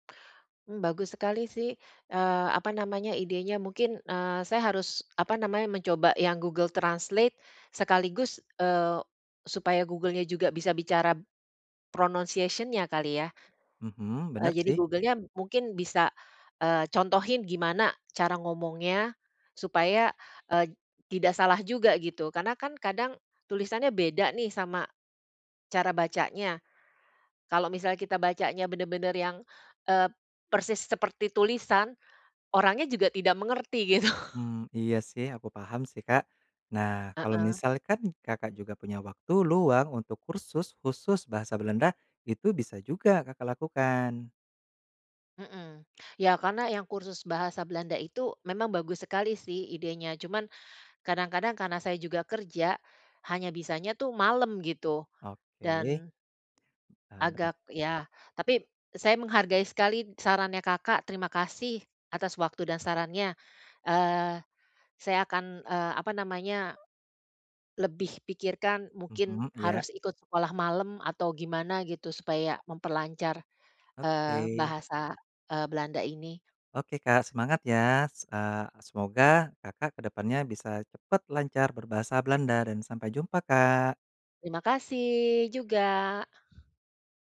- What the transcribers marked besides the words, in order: in English: "pronounciation-nya"; laughing while speaking: "gitu"
- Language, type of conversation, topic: Indonesian, advice, Kendala bahasa apa yang paling sering menghambat kegiatan sehari-hari Anda?